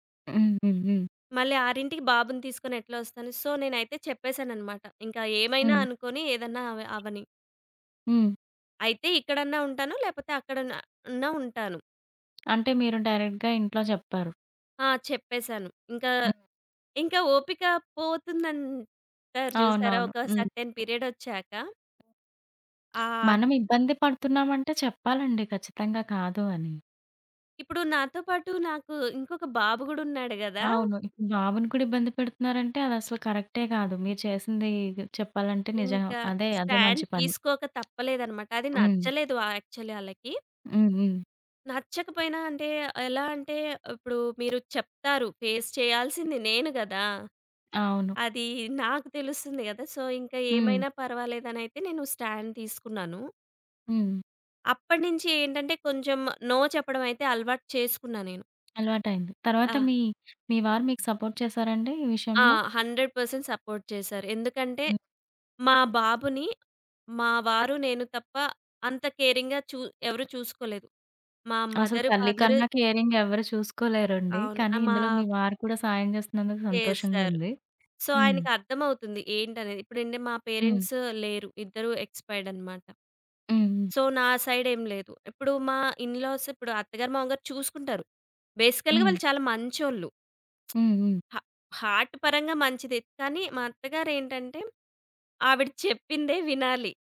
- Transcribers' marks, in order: in English: "సో"; other background noise; in English: "డైరె‌క్ట్‌గా"; in English: "సర్‌టేన్"; in English: "స్టాండ్"; in English: "యాక్చువల్లీ"; in English: "ఫేస్"; in English: "సో"; in English: "స్టాండ్"; in English: "నో"; tapping; in English: "సపోర్ట్"; in English: "హండ్రెడ్ పర్సెంట్ సపోర్ట్"; in English: "కేరింగ్‌గా"; lip smack; in English: "మదర్, ఫాదర్"; in English: "కేరింగ్"; in English: "సో"; in English: "పేరెంట్స్"; in English: "ఎక్స్‌పైర్డ్"; in English: "సో"; in English: "సైడ్"; in English: "ఇన్ లాస్"; in English: "బేసికల్‌గా"; in English: "హార్ట్"
- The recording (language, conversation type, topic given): Telugu, podcast, చేయలేని పనిని మర్యాదగా ఎలా నిరాకరించాలి?